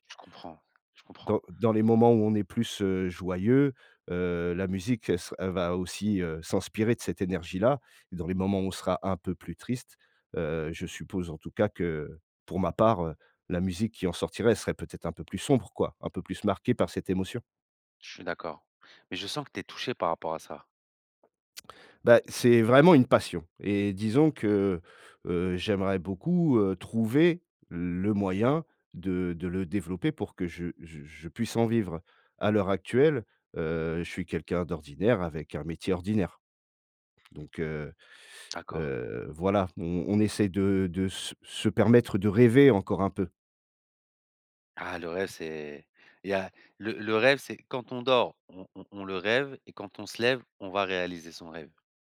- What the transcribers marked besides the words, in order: tapping
- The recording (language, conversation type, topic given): French, advice, Comment dépasser la peur d’échouer qui m’empêche de lancer mon projet ?